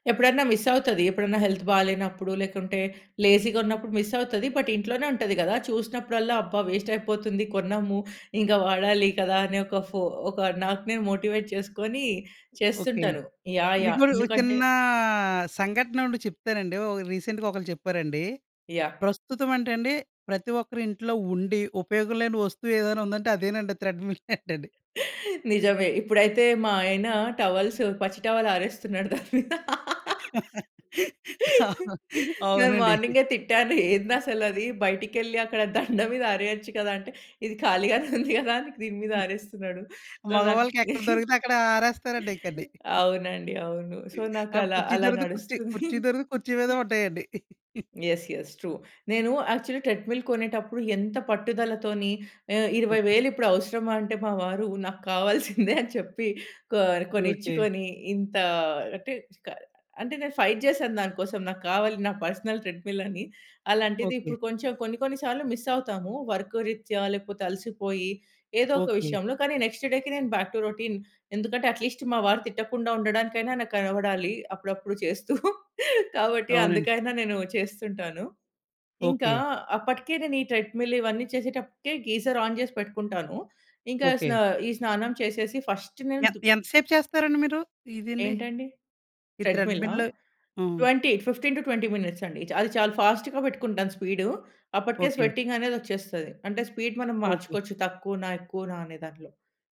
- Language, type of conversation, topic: Telugu, podcast, ఉదయం మీరు పూజ లేదా ధ్యానం ఎలా చేస్తారు?
- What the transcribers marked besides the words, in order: in English: "మిస్"; in English: "హెల్త్"; in English: "లేజీగా"; in English: "మిస్"; in English: "బట్"; in English: "వేస్ట్"; in English: "మోటివేట్"; in English: "రీసెంట్‌గా"; in English: "థ్రెడ్‌మిల్"; chuckle; other background noise; in English: "టవల్స్"; in English: "టవల్"; laugh; other noise; in English: "సో"; chuckle; in English: "సో"; laugh; chuckle; in English: "యెస్, యెస్. ట్రూ"; in English: "యాక్చువల్ ట్రెడ్‌మిల్"; in English: "ఫైట్"; in English: "పర్సనల్ థ్రెడ్‌మిల్"; in English: "మిస్"; in English: "వర్క్"; in English: "నెక్స్ట్ డేకి"; in English: "బ్యాక్ టు రొటీన్"; in English: "అట్లీస్ట్"; chuckle; in English: "థ్రెడ్‌మిల్"; in English: "గీజర్ ఆన్"; in English: "ఫస్ట్"; in English: "ట్వెంటీ ఫిఫ్టీన్ టు ట్వెంటీ మినిట్స్"; in English: "ఫాస్ట్‌గా"; in English: "స్వీటింగ్"; in English: "స్పీడ్"